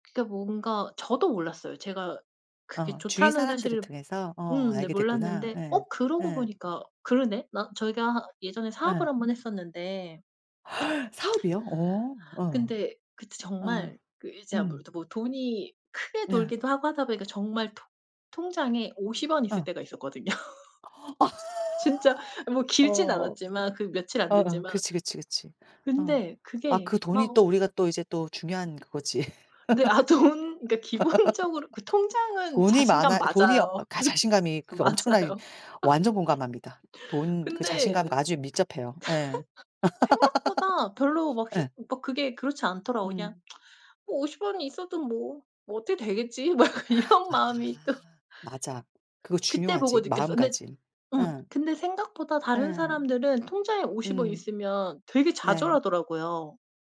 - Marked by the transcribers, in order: tapping; gasp; unintelligible speech; gasp; laugh; laughing while speaking: "있었거든요"; other background noise; laugh; laughing while speaking: "기본적으로"; laughing while speaking: "맞아. 맞아요"; laugh; laugh; laughing while speaking: "막 이런 마음이 또"; gasp
- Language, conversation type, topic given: Korean, unstructured, 자신감을 키우는 가장 좋은 방법은 무엇이라고 생각하세요?